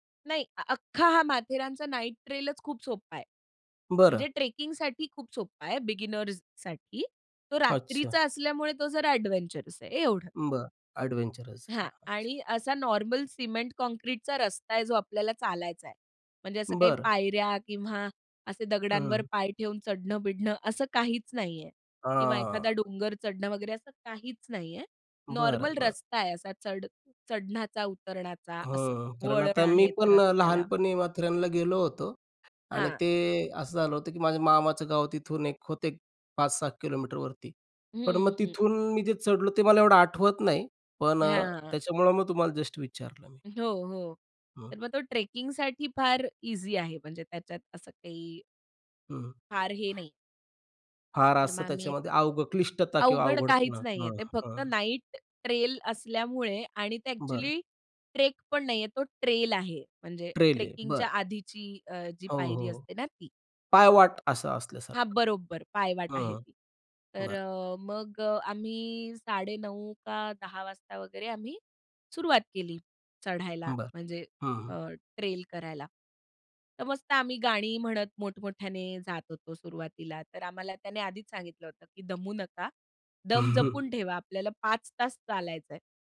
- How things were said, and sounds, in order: in English: "नाईट ट्रेलच"; in English: "ट्रेकिंगसाठी"; in English: "बिगिनर्ससाठी"; in English: "अडवेंचरस"; in English: "अडवेंचरस"; other noise; tapping; in English: "ट्रेकिंगसाठी"; in English: "नाईट ट्रेल"; in English: "ट्रेकपण"; in English: "ट्रेल"; in English: "ट्रेल"; in English: "ट्रेकिंगच्या"; chuckle
- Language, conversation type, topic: Marathi, podcast, प्रवासात कधी हरवल्याचा अनुभव सांगशील का?